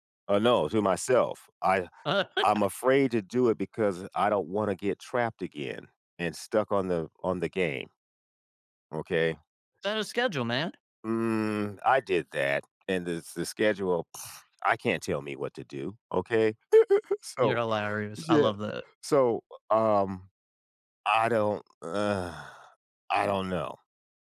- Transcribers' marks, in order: laugh; other background noise; tapping; laugh; sigh
- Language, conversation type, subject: English, unstructured, How can I let my hobbies sneak into ordinary afternoons?